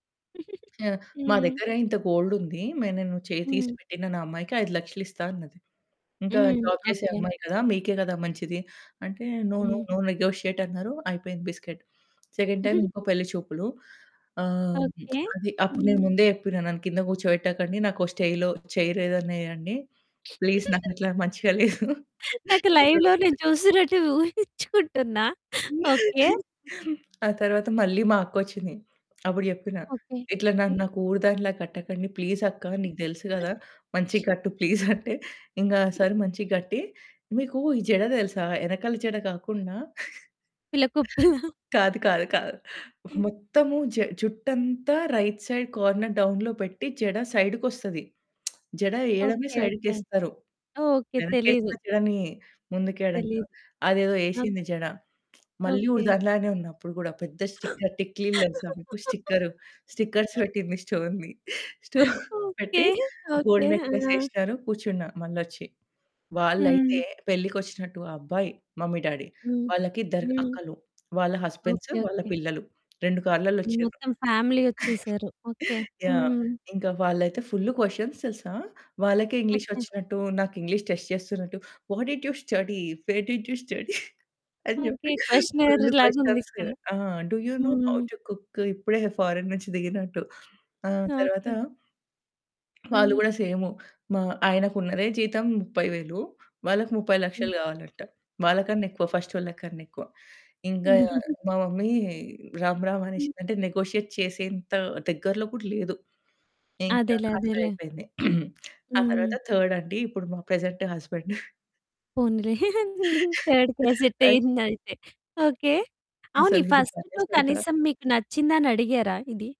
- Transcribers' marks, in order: giggle; in English: "గోల్డ్"; other background noise; in English: "జాబ్"; in English: "నో, నో, నో నెగోషియేట్"; in English: "బిస్కిట్, సెకండ్ టైమ్"; giggle; lip smack; in English: "చైర్"; giggle; in English: "ప్లీజ్"; laughing while speaking: "నాకిట్లా మంచిగా లేదు"; laughing while speaking: "నాకు లైవ్‌లో నేను చూసినట్టు ఊహించుకుంటున్నా. ఓకే"; in English: "లైవ్‌లో"; unintelligible speech; laugh; in English: "ప్లీజ్"; laugh; in English: "ప్లీజ్"; chuckle; in English: "సారీ"; chuckle; laughing while speaking: "పిల్లకుపుల?"; in English: "రైట్ సైడ్ కార్నర్ డౌన్‌లో"; lip smack; in English: "సైడ్‌కి"; in English: "స్టిక్కర్"; in English: "స్టిక్కర్ స్టిక్కర్స్"; laugh; in English: "స్టోన్‌ది. స్టోన్‌ది"; laughing while speaking: "స్టోన్‌ది"; in English: "గోల్డ్ నెక్లెస్"; laughing while speaking: "ఓకే, ఓకే, ఆ!"; in English: "మమ్మీ, డ్యాడీ"; in English: "హస్బెండ్స్"; in English: "ఫ్యామిలీ"; chuckle; in English: "ఫుల్ క్వెషన్స్"; in English: "ఇంగ్లీష్ టెస్ట్"; in English: "వాట్ డిడ్ యూ స్టడీ? వేర్ డిడ్ యూ స్టడీ?"; chuckle; in English: "క్వెషనర్"; in English: "ఫుల్ క్వెషన్స్"; in English: "డూ యూ నో హౌ టు కుక్?"; in English: "ఫారిన్"; in English: "సేమ్"; chuckle; chuckle; in English: "మమ్మీ"; in English: "నెగోషియేట్"; throat clearing; lip smack; in English: "థర్డ్"; in English: "ప్రెజెంట్ హస్బాండ్"; chuckle; in English: "థర్డ్‌కె సెట్"; laugh; in English: "ఫస్ట్ టూ"
- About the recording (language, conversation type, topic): Telugu, podcast, జీవిత భాగస్వామి ఎంపికలో కుటుంబం ఎంతవరకు భాగస్వామ్యం కావాలని మీరు భావిస్తారు?